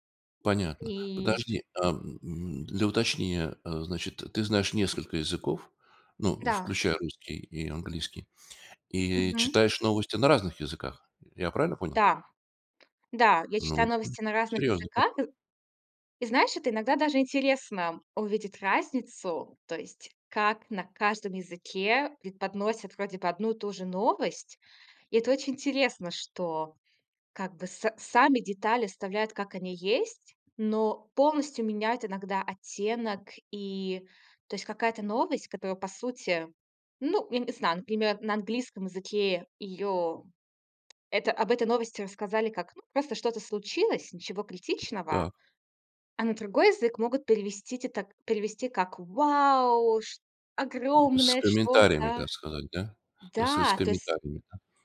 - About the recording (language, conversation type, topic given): Russian, podcast, Как ты проверяешь новости в интернете и где ищешь правду?
- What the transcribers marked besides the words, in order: tapping; other background noise